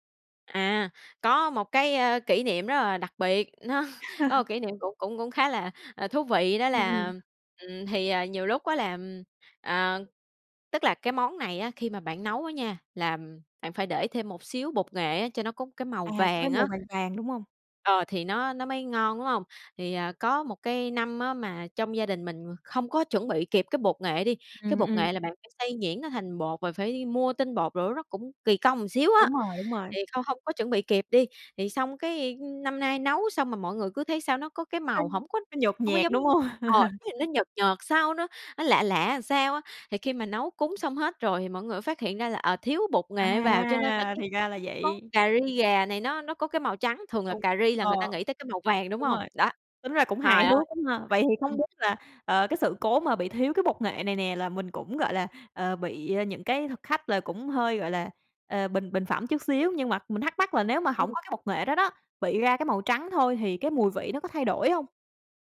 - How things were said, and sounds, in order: laughing while speaking: "Nó"; tapping; laugh; other background noise; laugh; unintelligible speech
- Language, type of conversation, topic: Vietnamese, podcast, Bạn nhớ món ăn gia truyền nào nhất không?